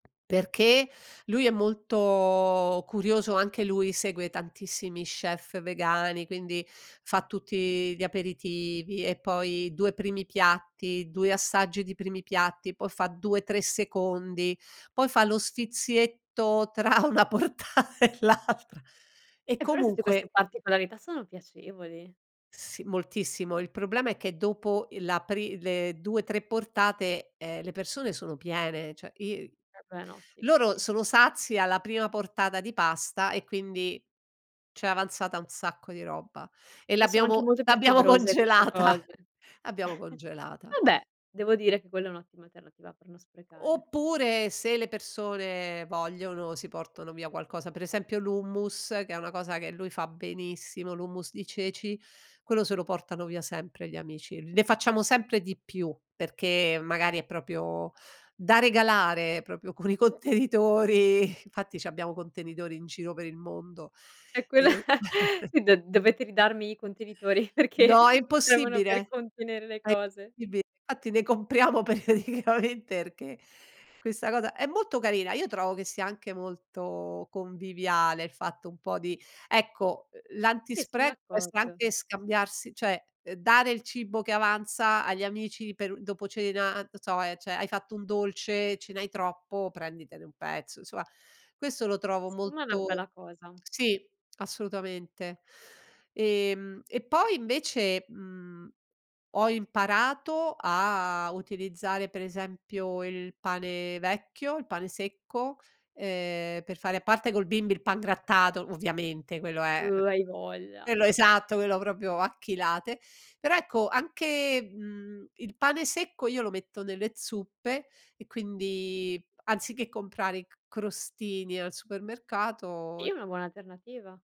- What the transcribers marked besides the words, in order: tapping; drawn out: "molto"; "poi" said as "po"; laughing while speaking: "una portata e l'altra"; "cioè" said as "ceh"; laughing while speaking: "congelata"; chuckle; "proprio" said as "propio"; "proprio" said as "propio"; "con i" said as "cuni"; chuckle; laughing while speaking: "perché mi servono per contenere le cose"; unintelligible speech; laughing while speaking: "periodicamente"; "cioè" said as "ceh"; "cioè" said as "ceh"; "insomma" said as "insoma"; "proprio" said as "propio"; "Sì" said as "i"
- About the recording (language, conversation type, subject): Italian, podcast, Come affrontare lo spreco alimentare a casa, secondo te?